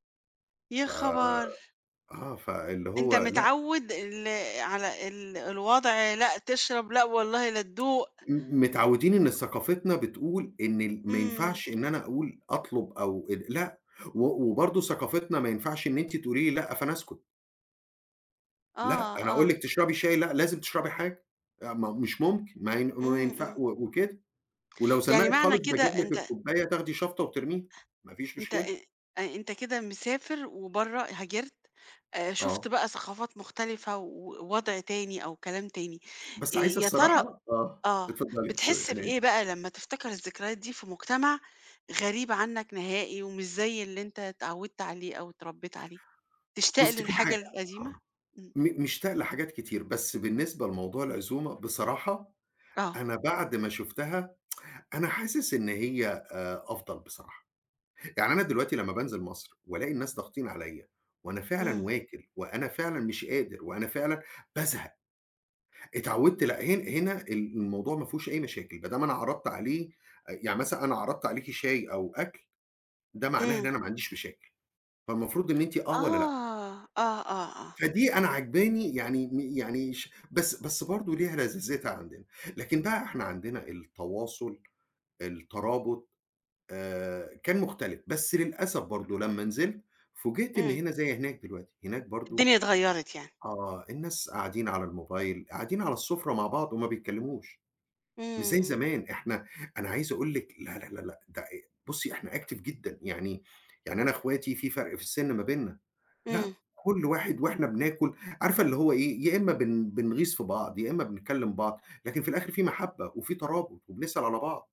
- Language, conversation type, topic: Arabic, podcast, إيه الأكلة التقليدية اللي بتفكّرك بذكرياتك؟
- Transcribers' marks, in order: tapping; in English: "sorry"; tsk; in English: "active"